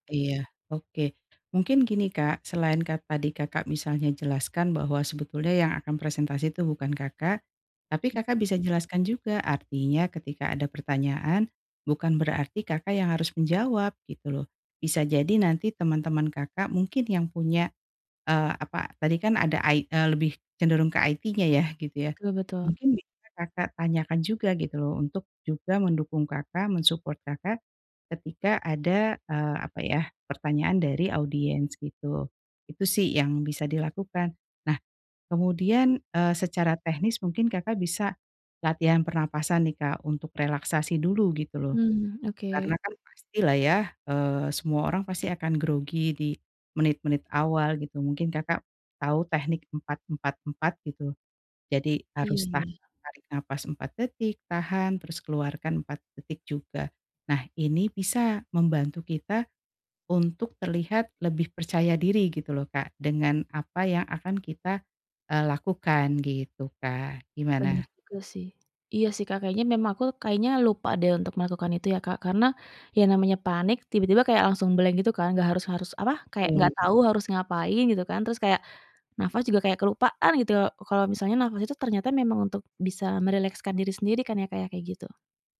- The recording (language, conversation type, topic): Indonesian, advice, Bagaimana cara mengatasi kecemasan sebelum presentasi di depan banyak orang?
- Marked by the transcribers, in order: other background noise; in English: "IT-nya"; in English: "men-support"; in English: "blank"